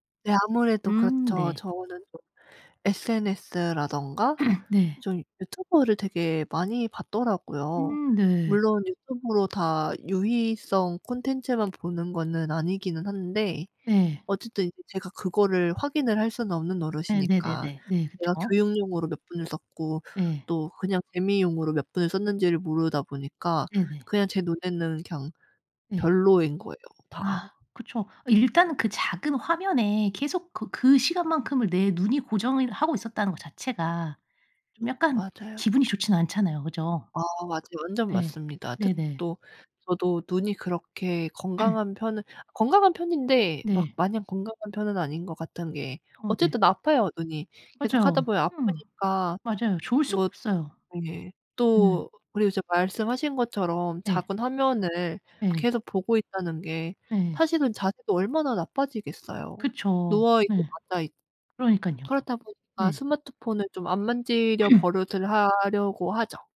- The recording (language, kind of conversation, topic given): Korean, podcast, 스마트폰 같은 방해 요소를 어떻게 관리하시나요?
- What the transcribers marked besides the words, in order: tapping; throat clearing; other background noise; throat clearing; unintelligible speech; throat clearing